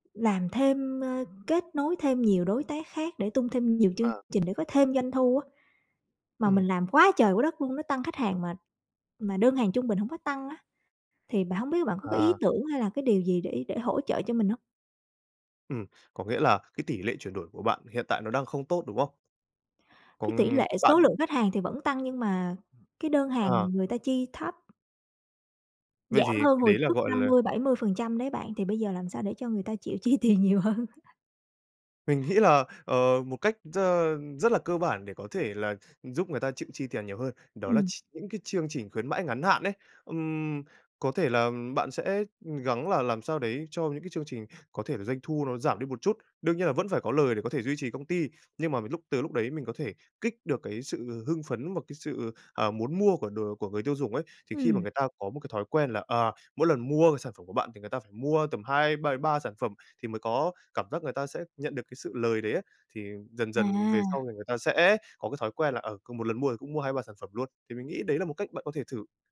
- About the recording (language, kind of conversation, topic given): Vietnamese, advice, Làm sao để duy trì hoạt động công ty khi sắp cạn dòng tiền?
- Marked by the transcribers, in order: tapping; laughing while speaking: "chi tiền nhiều hơn?"; laugh